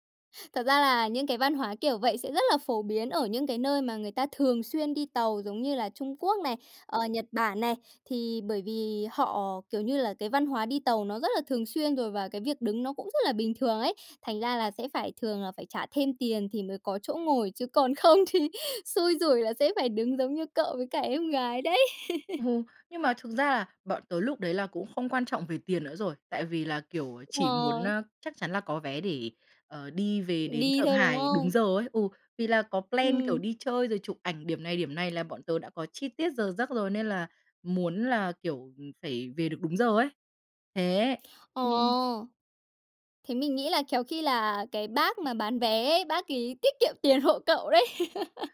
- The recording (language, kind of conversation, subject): Vietnamese, podcast, Bạn có thể kể về một sai lầm khi đi du lịch và bài học bạn rút ra từ đó không?
- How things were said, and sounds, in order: other background noise; laughing while speaking: "không thì"; laugh; laughing while speaking: "Ừ"; tapping; in English: "plan"; laughing while speaking: "tiền hộ cậu đấy"; laugh